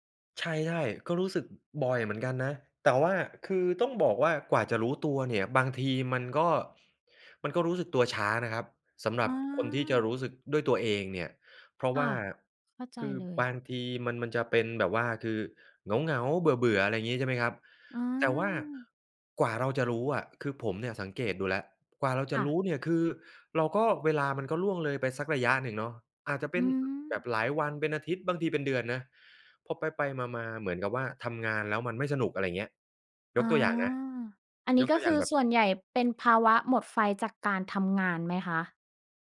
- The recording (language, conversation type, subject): Thai, podcast, เวลารู้สึกหมดไฟ คุณมีวิธีดูแลตัวเองอย่างไรบ้าง?
- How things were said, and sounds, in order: none